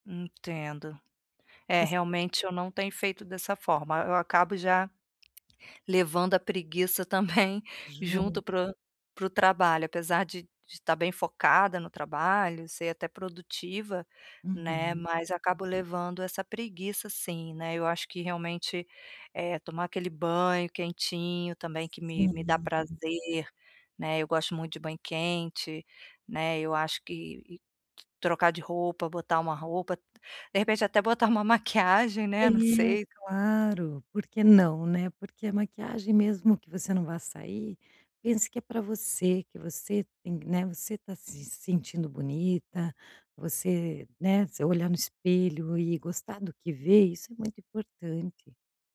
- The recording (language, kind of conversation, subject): Portuguese, advice, Como posso criar blocos diários de autocuidado?
- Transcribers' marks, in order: laughing while speaking: "também"; laughing while speaking: "maquiagem né"; tapping